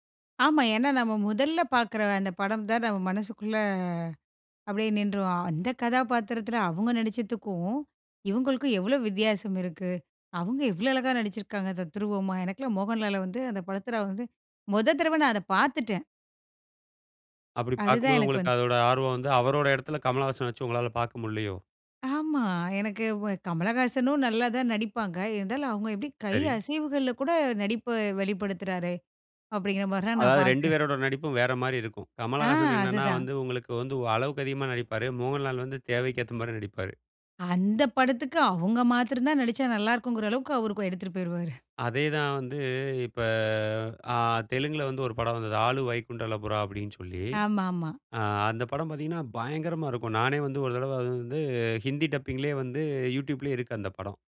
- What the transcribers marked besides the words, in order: "தத்துரூபமா" said as "தத்துரூவமா"; "தடவ" said as "தரவ"; "முடியலையோ" said as "முட்லையோ"; drawn out: "இப்ப"; "ஆல வைகுண்டபுறமுலு" said as "ஆளு வைகுண்டலபுறா"
- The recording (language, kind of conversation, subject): Tamil, podcast, ரீமேக்குகள், சீக்வெல்களுக்கு நீங்கள் எவ்வளவு ஆதரவு தருவீர்கள்?